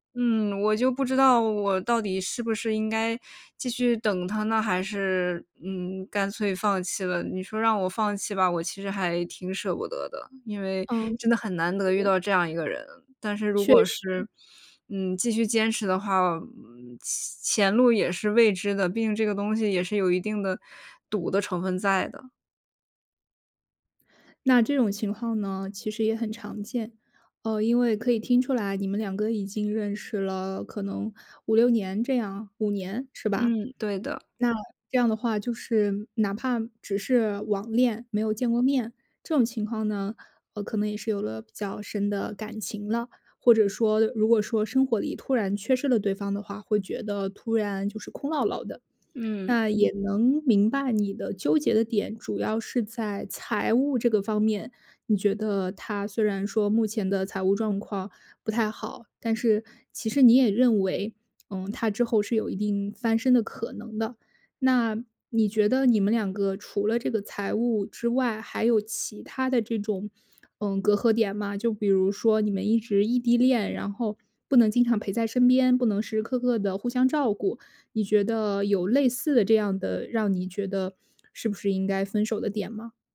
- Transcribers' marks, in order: other background noise
- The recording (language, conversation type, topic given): Chinese, advice, 考虑是否该提出分手或继续努力